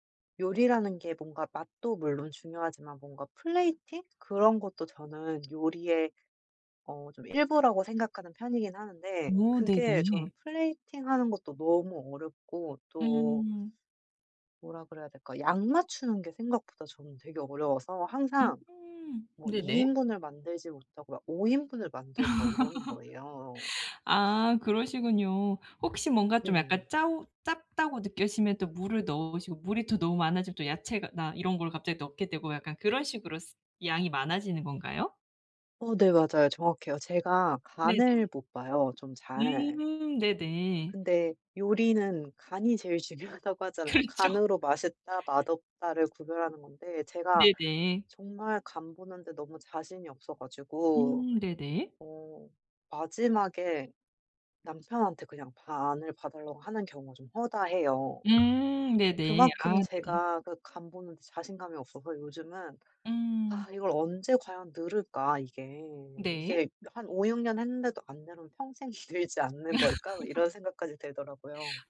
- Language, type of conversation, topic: Korean, advice, 요리에 자신감을 키우려면 어떤 작은 습관부터 시작하면 좋을까요?
- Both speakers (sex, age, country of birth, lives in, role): female, 30-34, South Korea, United States, advisor; female, 35-39, United States, United States, user
- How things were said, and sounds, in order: tapping; in English: "플레이팅"; other background noise; in English: "플레이팅하는"; laugh; laughing while speaking: "중요하다고"; laughing while speaking: "그렇죠"; "늘까" said as "늘을까"; laughing while speaking: "늘지"; laugh